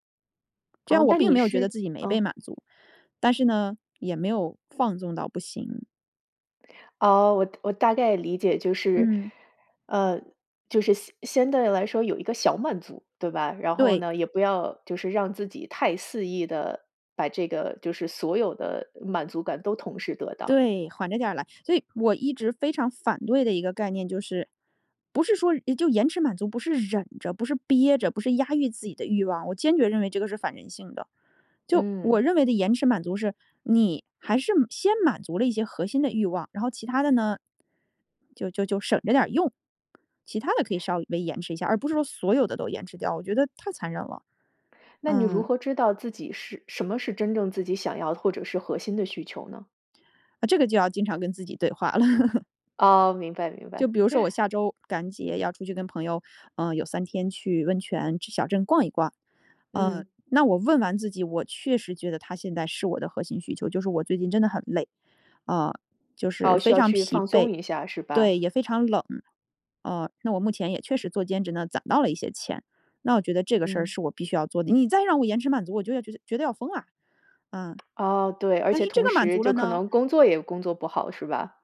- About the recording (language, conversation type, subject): Chinese, podcast, 你怎样教自己延迟满足？
- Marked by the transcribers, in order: chuckle; other background noise